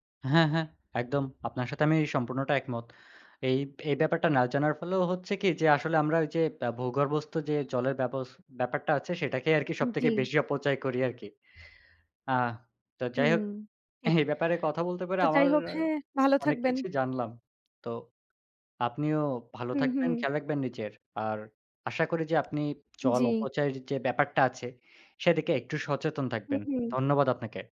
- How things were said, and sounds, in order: other background noise
- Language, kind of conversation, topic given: Bengali, unstructured, আমরা কীভাবে জল সংরক্ষণ করতে পারি?